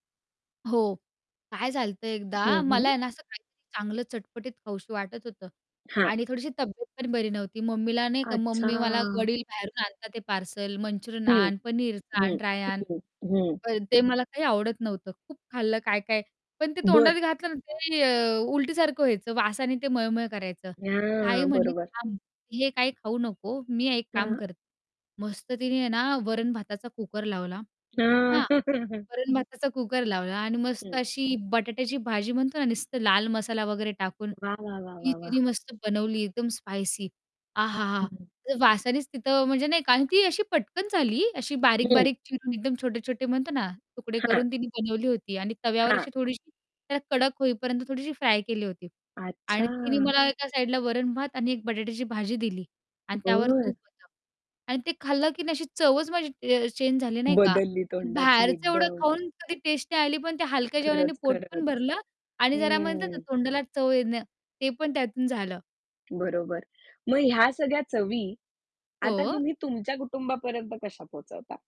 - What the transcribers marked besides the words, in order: "झालं होतं" said as "झालतं"; distorted speech; static; chuckle; tapping; surprised: "अच्छा!"
- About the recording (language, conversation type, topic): Marathi, podcast, घरी बनवलेलं साधं जेवण तुला कसं वाटतं?